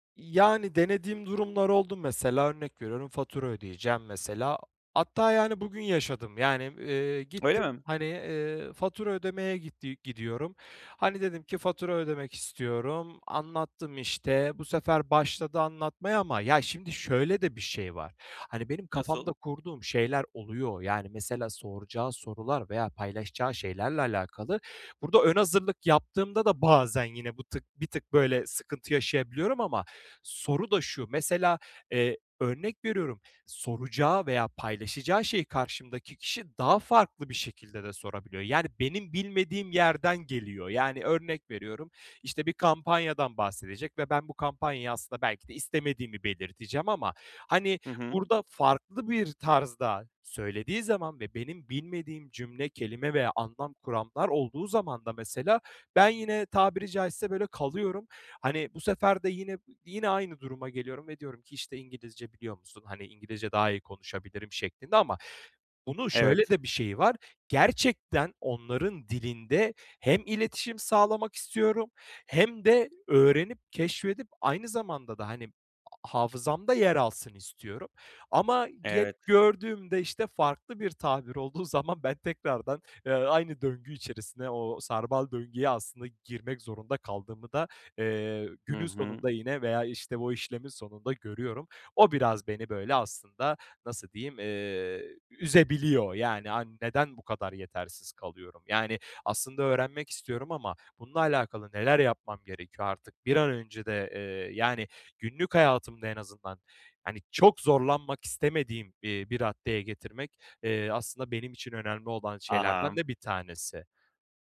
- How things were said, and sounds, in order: tapping; laughing while speaking: "olduğu zaman ben tekrardan"
- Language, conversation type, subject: Turkish, advice, Kendimi yetersiz hissettiğim için neden harekete geçemiyorum?